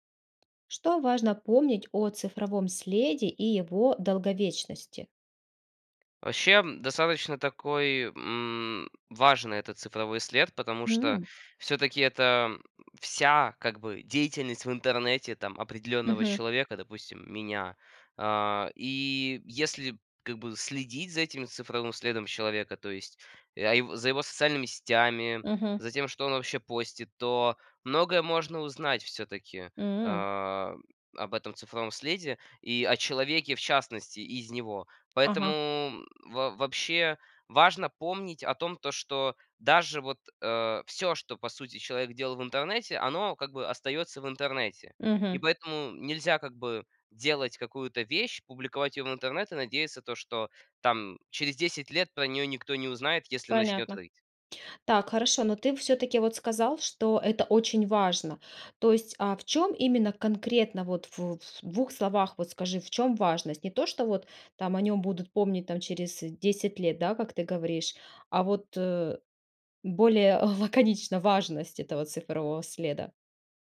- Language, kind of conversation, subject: Russian, podcast, Что важно помнить о цифровом следе и его долговечности?
- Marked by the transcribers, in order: tapping; drawn out: "о"; other background noise; laughing while speaking: "лаконично"